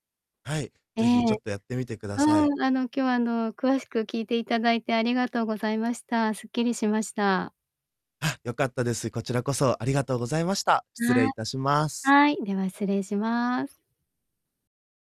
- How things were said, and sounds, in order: distorted speech
- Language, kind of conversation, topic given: Japanese, advice, 運動をしてもストレスが解消されず、かえってフラストレーションが溜まってしまうのはなぜですか？
- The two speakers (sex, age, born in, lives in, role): female, 50-54, Japan, Japan, user; male, 20-24, Japan, Japan, advisor